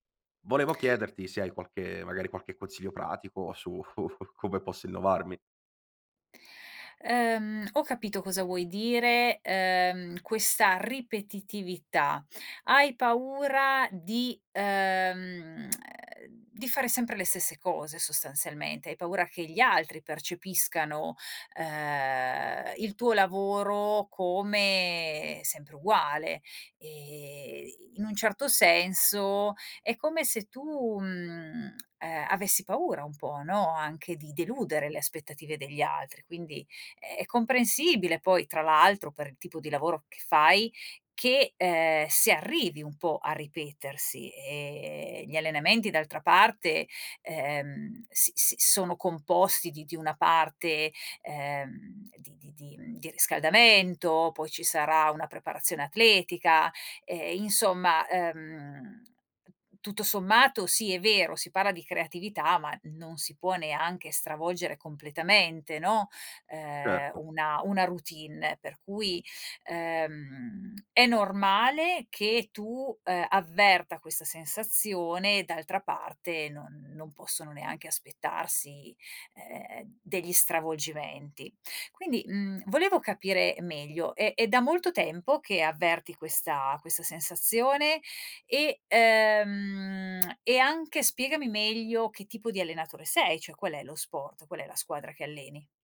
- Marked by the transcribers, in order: laughing while speaking: "su"; tsk; other background noise; lip smack
- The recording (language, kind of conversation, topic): Italian, advice, Come posso smettere di sentirmi ripetitivo e trovare idee nuove?